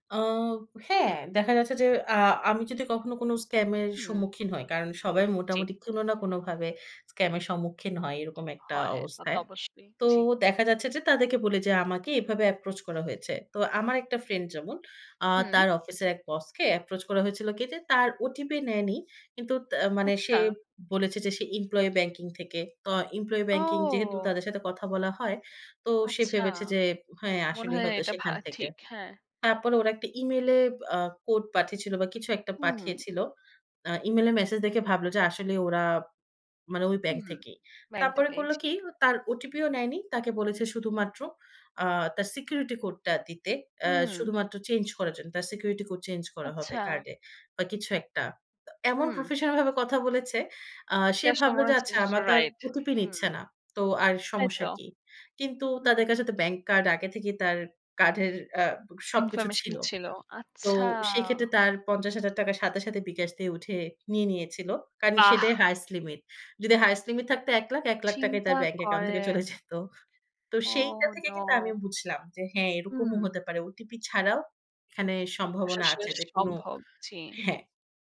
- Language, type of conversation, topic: Bengali, podcast, নেট স্ক্যাম চিনতে তোমার পদ্ধতি কী?
- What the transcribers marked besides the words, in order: other background noise; in English: "এপ্রোচ"; in English: "এমপ্লয়ি"; in English: "এমপ্লয়ি"; laughing while speaking: "চলে যেত"; unintelligible speech